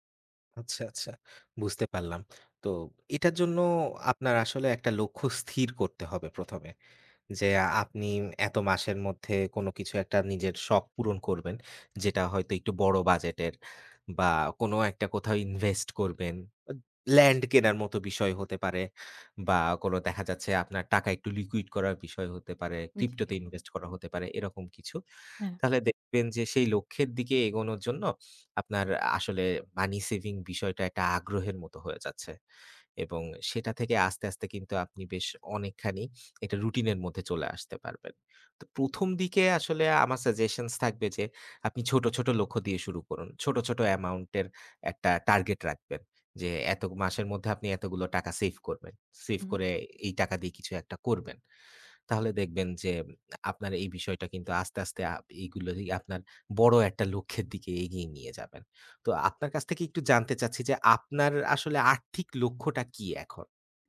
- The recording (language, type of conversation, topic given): Bengali, advice, মাসিক বাজেট ঠিক করতে আপনার কী ধরনের অসুবিধা হচ্ছে?
- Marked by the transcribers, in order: none